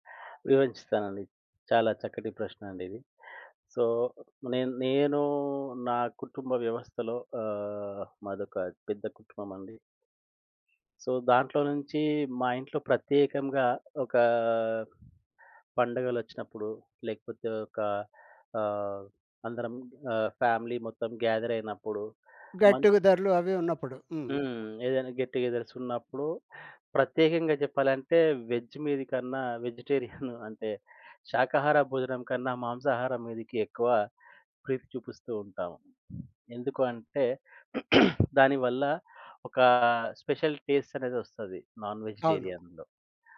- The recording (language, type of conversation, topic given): Telugu, podcast, మీ వంటసంప్రదాయం గురించి వివరంగా చెప్పగలరా?
- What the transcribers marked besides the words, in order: in English: "సో"; in English: "సో"; in English: "ఫ్యామిలీ"; in English: "గ్యాదర్"; in English: "గెట్ టు గెదర్స్"; in English: "వేజ్"; in English: "వెజిటేరియన్"; chuckle; throat clearing; in English: "స్పెషల్ టేస్ట్"; in English: "నాన్ వెజిటేరియన్‌లో"